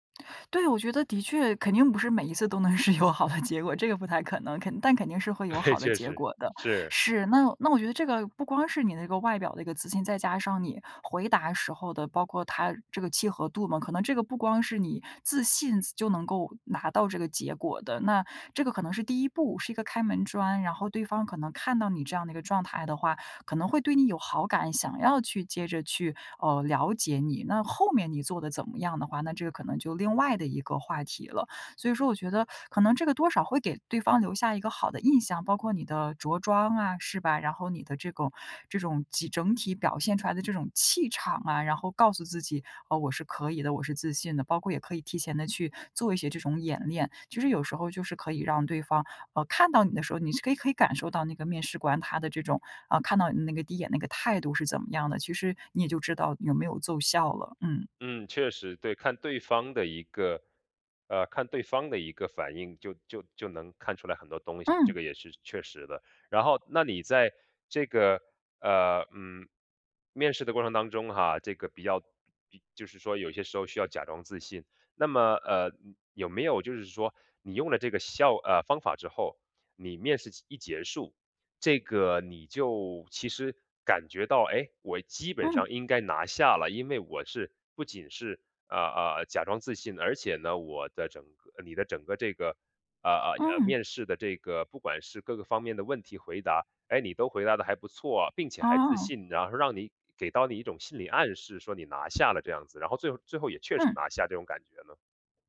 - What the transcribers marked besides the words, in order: laughing while speaking: "是有好的结果"; laughing while speaking: "对"; other background noise
- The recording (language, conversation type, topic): Chinese, podcast, 你有没有用过“假装自信”的方法？效果如何？